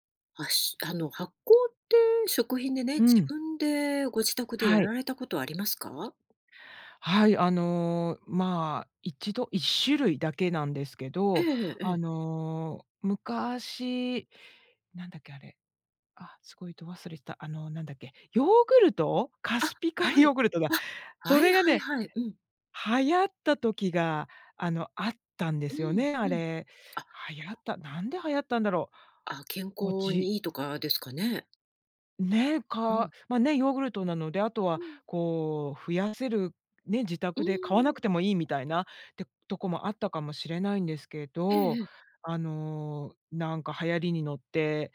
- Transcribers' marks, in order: laughing while speaking: "ヨーグルトだ"
- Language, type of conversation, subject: Japanese, podcast, 自宅で発酵食品を作ったことはありますか？